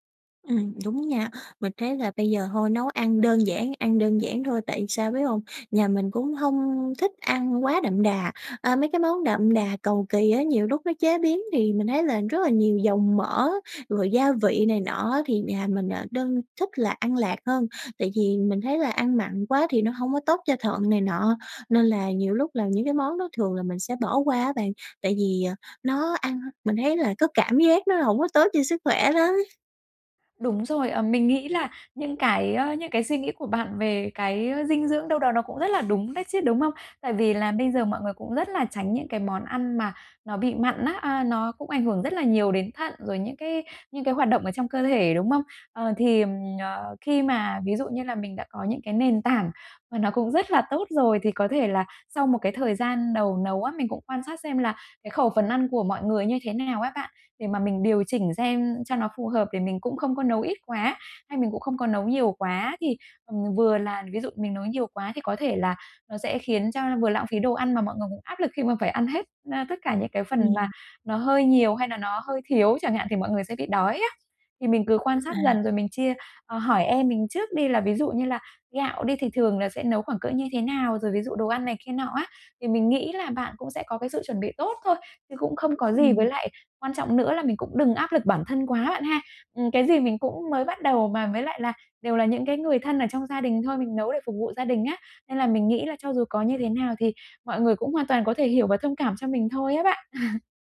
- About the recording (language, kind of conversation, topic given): Vietnamese, advice, Làm sao để cân bằng dinh dưỡng trong bữa ăn hằng ngày một cách đơn giản?
- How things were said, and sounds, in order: tapping; other background noise; chuckle